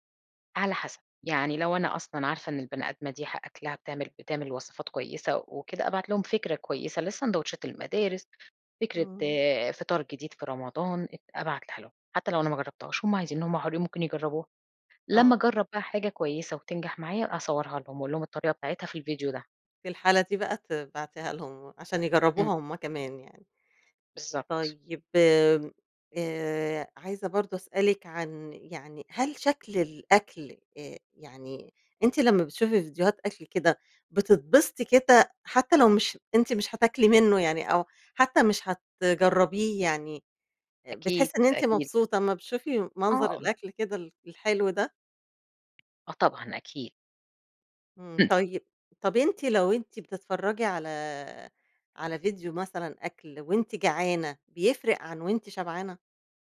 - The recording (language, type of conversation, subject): Arabic, podcast, إيه رأيك في تأثير السوشيال ميديا على عادات الأكل؟
- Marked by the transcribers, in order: tapping; cough